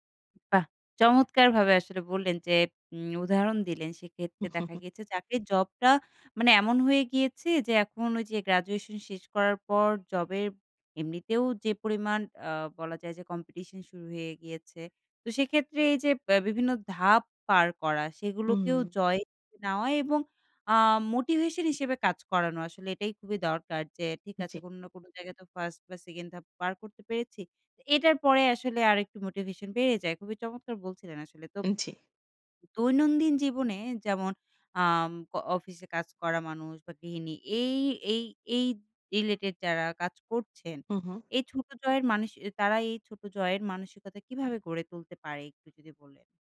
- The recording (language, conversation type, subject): Bengali, podcast, কীভাবে ছোট জয় অর্জনের মানসিকতা গড়ে তুলবেন?
- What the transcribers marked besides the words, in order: chuckle